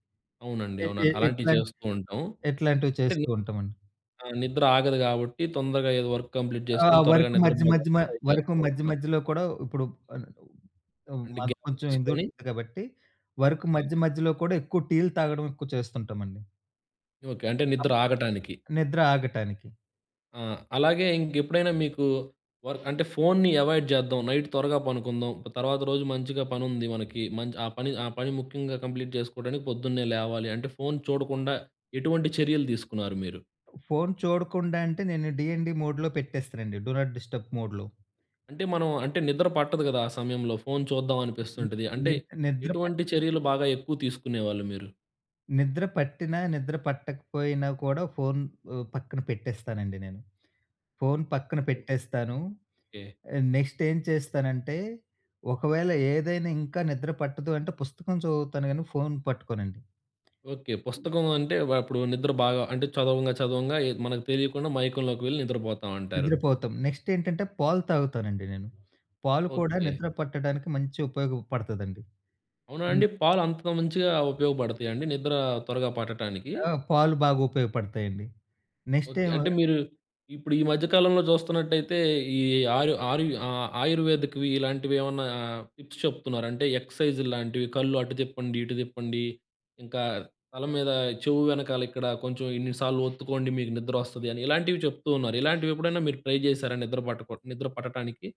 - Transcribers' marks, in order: in English: "వర్క్ కంప్లీట్"; in English: "ట్రై"; other noise; in English: "గ్యాప్"; in English: "వర్క్"; in English: "వర్క్"; in English: "అవాయిడ్"; in English: "నైట్"; in English: "కంప్లీట్"; in English: "డీఎన్‌డీ మోడ్‌లో"; in English: "డూ నాట్ డిస్టర్బ్ మోడ్‌లో"; other background noise; in English: "నెక్స్ట్"; tapping; in English: "టిప్స్"; in English: "ట్రై"
- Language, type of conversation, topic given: Telugu, podcast, నిద్రకు ముందు స్క్రీన్ వాడకాన్ని తగ్గించడానికి మీ సూచనలు ఏమిటి?